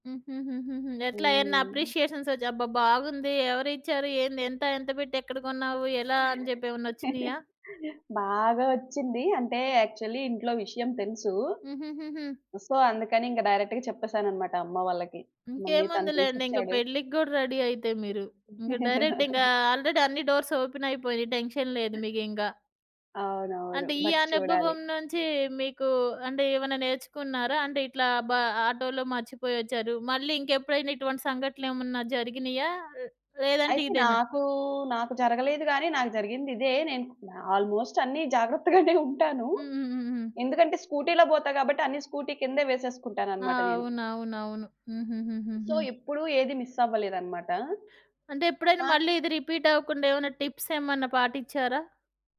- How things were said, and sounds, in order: in English: "అప్రిషియేషన్స్"; tapping; chuckle; in English: "యాక్చువలి"; in English: "సో"; in English: "డైరెక్ట్‌గా"; in English: "మమ్మీ"; in English: "రెడీ"; laugh; in English: "డైరెక్ట్"; in English: "ఆల్రెడీ"; in English: "డోర్స్"; in English: "టెన్షన్"; other background noise; in English: "బట్"; horn; in English: "ఆల్మోస్ట్"; chuckle; in English: "సో"
- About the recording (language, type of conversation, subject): Telugu, podcast, బ్యాగ్ పోవడం కంటే ఎక్కువ భయంకరమైన అనుభవం నీకు ఎప్పుడైనా ఎదురైందా?